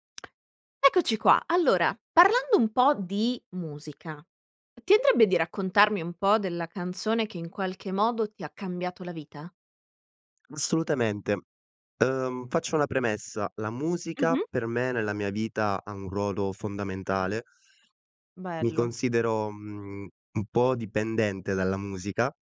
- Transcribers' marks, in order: tapping
- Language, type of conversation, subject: Italian, podcast, Qual è la canzone che ti ha cambiato la vita?
- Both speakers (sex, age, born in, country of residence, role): female, 25-29, Italy, Italy, host; male, 25-29, Italy, Romania, guest